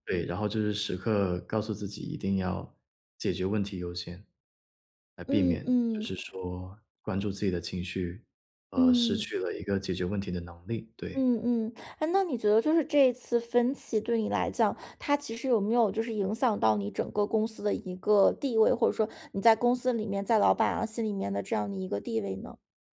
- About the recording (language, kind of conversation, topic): Chinese, podcast, 团队里出现分歧时你会怎么处理？
- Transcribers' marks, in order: none